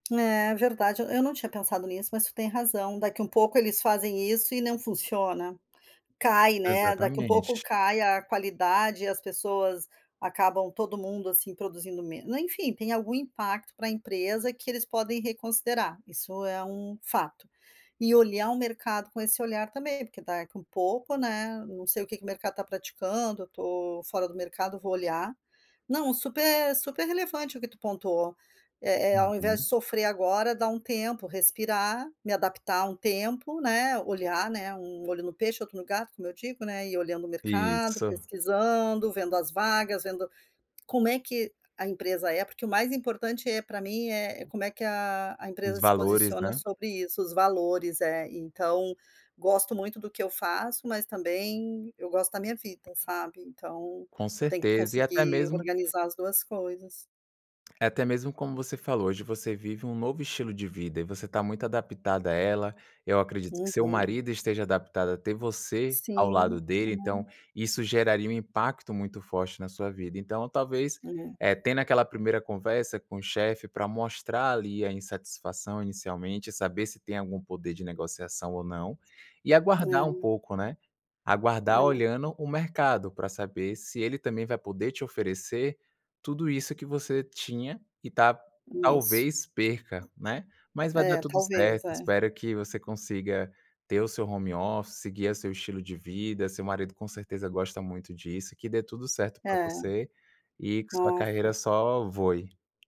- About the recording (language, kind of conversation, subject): Portuguese, advice, Como as mudanças nas políticas da empresa estão afetando o seu emprego?
- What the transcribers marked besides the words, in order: other background noise; tapping